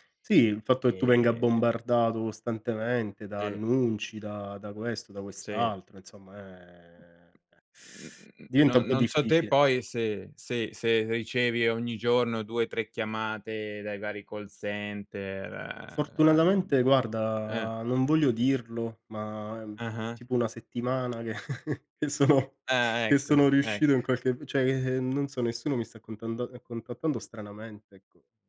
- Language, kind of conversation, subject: Italian, unstructured, Ti preoccupa la quantità di dati personali che viene raccolta online?
- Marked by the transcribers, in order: other background noise; chuckle